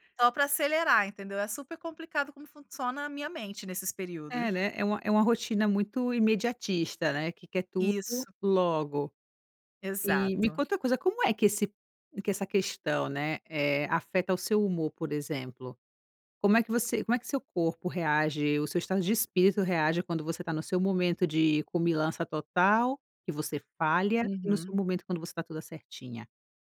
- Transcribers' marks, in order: none
- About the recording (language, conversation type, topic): Portuguese, advice, Como o perfeccionismo está atrasando o progresso das suas metas?